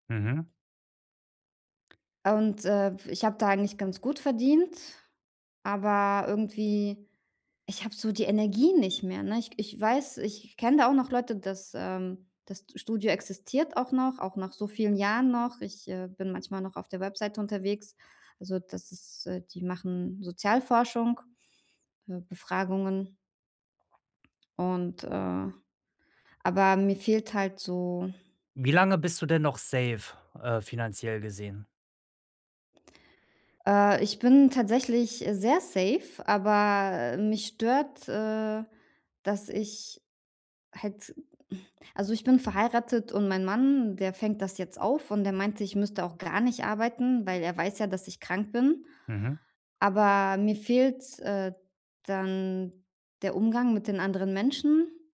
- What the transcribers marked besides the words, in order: sigh
- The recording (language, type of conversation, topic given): German, advice, Wie kann ich nach Rückschlägen schneller wieder aufstehen und weitermachen?